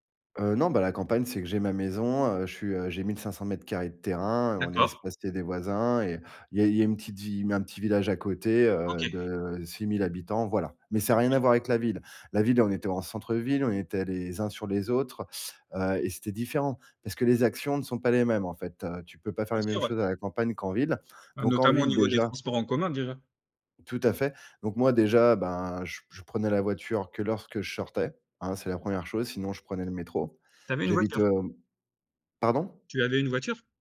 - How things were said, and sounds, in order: unintelligible speech
- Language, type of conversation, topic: French, podcast, Quelles petites actions quotidiennes, selon toi, aident vraiment la planète ?